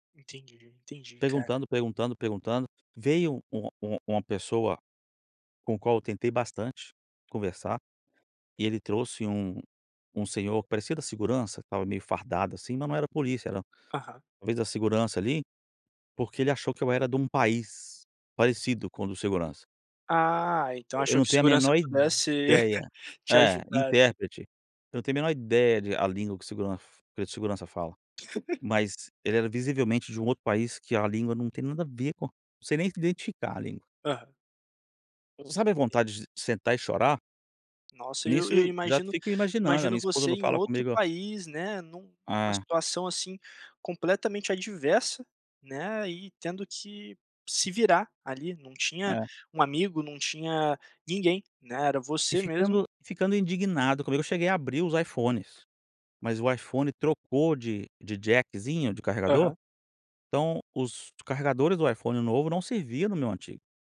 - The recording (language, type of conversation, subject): Portuguese, podcast, Como a tecnologia já te ajudou ou te atrapalhou quando você se perdeu?
- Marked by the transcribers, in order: other background noise; chuckle; other noise; laugh; tapping